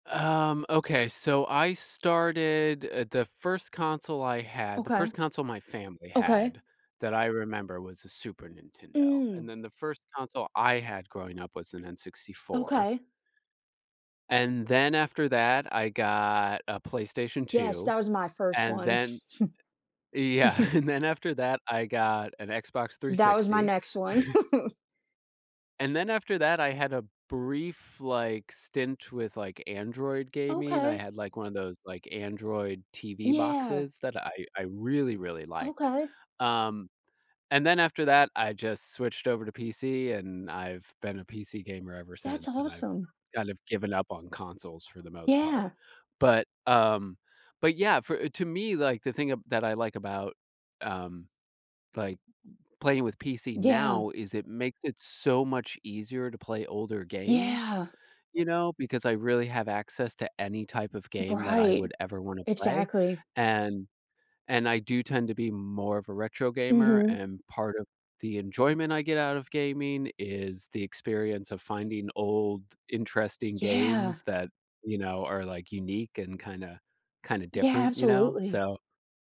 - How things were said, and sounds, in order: tapping; other background noise; laughing while speaking: "yeah"; chuckle; chuckle
- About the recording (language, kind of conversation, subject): English, unstructured, How do your memories of classic video games compare to your experiences with modern gaming?
- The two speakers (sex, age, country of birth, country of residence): female, 25-29, United States, United States; male, 35-39, United States, United States